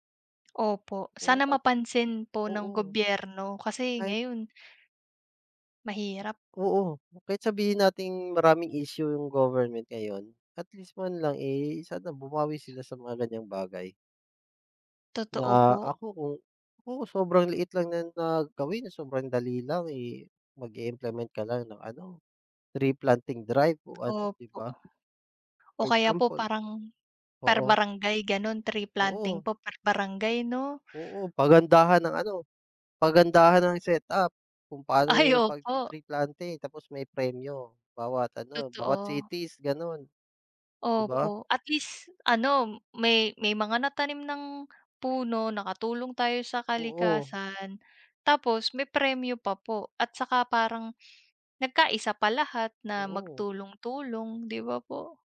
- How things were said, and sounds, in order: in English: "tree planting drive"; tapping
- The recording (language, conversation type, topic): Filipino, unstructured, Ano ang epekto ng pagbabago ng klima sa mundo?